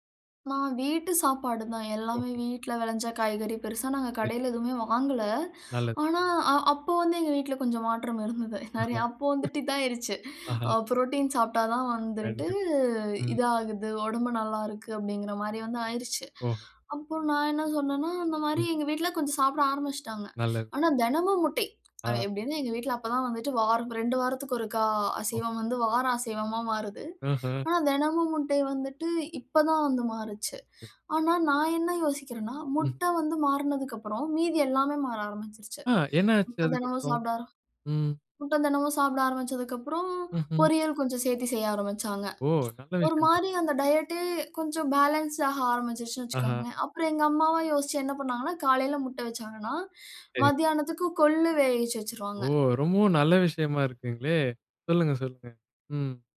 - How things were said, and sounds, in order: laugh; laughing while speaking: "இதுதான் ஆயிடுச்சு"; in English: "புரோட்டீன்"; other background noise; other noise
- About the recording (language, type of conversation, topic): Tamil, podcast, உங்கள் உணவுப் பழக்கத்தில் ஒரு எளிய மாற்றம் செய்து பார்த்த அனுபவத்தைச் சொல்ல முடியுமா?
- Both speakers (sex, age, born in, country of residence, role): female, 35-39, India, India, guest; male, 20-24, India, India, host